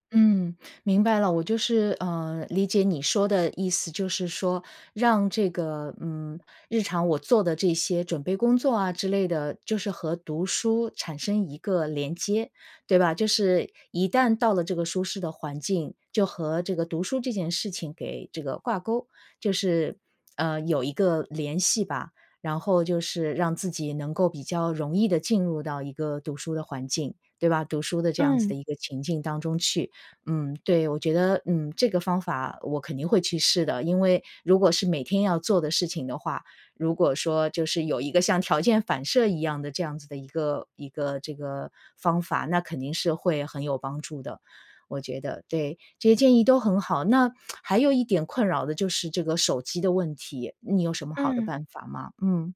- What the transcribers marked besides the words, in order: tsk
- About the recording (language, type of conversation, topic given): Chinese, advice, 如何才能做到每天读书却不在坐下后就分心？